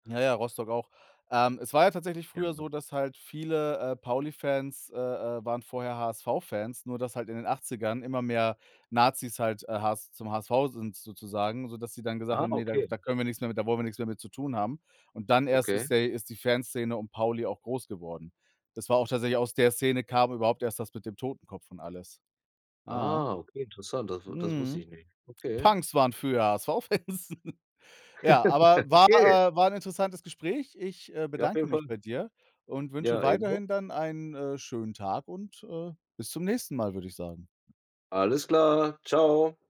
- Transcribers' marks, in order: laughing while speaking: "Fans"; chuckle; laugh; other background noise
- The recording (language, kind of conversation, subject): German, unstructured, Welche Werte sind dir in Freundschaften wichtig?